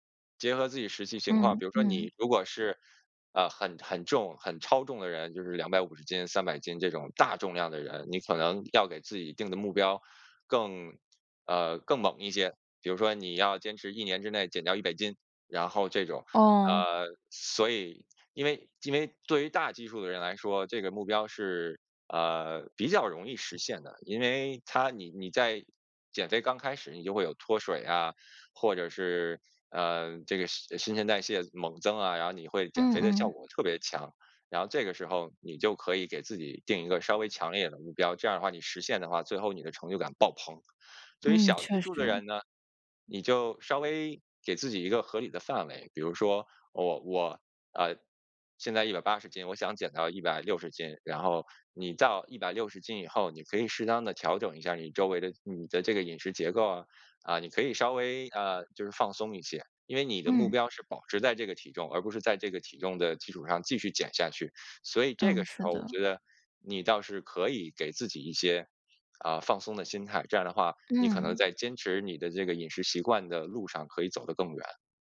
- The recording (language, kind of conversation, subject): Chinese, podcast, 平常怎么开始一段新的健康习惯？
- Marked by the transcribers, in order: none